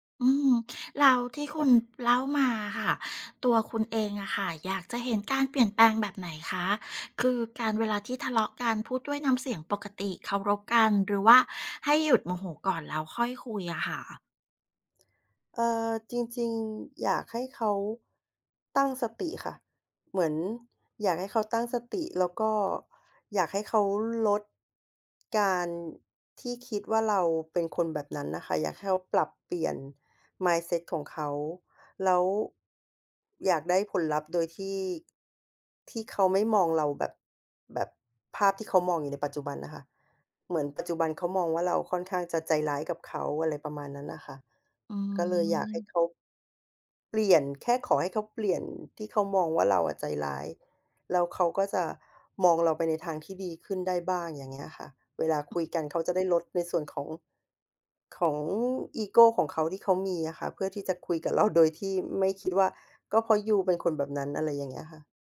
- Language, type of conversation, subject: Thai, advice, คุณทะเลาะกับแฟนบ่อยแค่ไหน และมักเป็นเรื่องอะไร?
- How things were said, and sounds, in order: other background noise; tapping; drawn out: "อืม"; laughing while speaking: "คุยกับเรา"